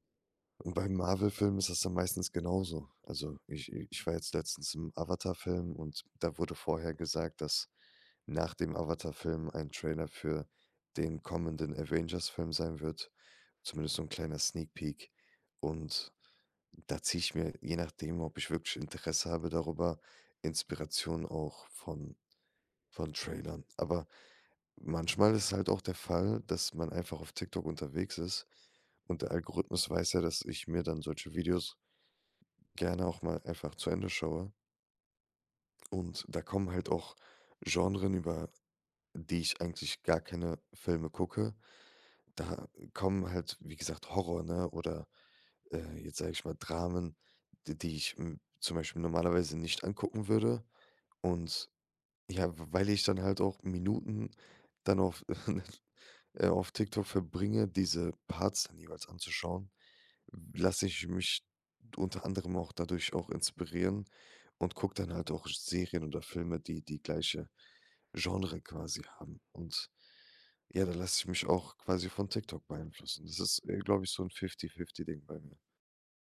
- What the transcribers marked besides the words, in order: in English: "Sneak Peak"; chuckle; in English: "Fifty Fifty"
- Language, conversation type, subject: German, podcast, Wie beeinflussen Algorithmen unseren Seriengeschmack?
- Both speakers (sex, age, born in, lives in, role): male, 25-29, Germany, Germany, guest; male, 25-29, Germany, Germany, host